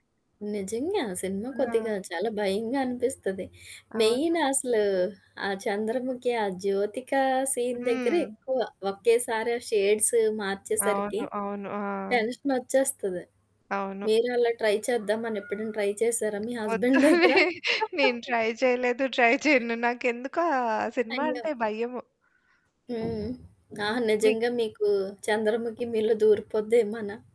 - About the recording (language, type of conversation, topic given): Telugu, podcast, సినిమాలు, పాటలు మీకు ఎలా స్ఫూర్తి ఇస్తాయి?
- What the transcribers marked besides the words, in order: in English: "మెయిన్"; in English: "సీన్"; in English: "షేడ్స్"; in English: "ట్రై"; other street noise; other background noise; in English: "ట్రై"; giggle; in English: "ట్రై"; in English: "హస్బెండ్"; in English: "ట్రై"; chuckle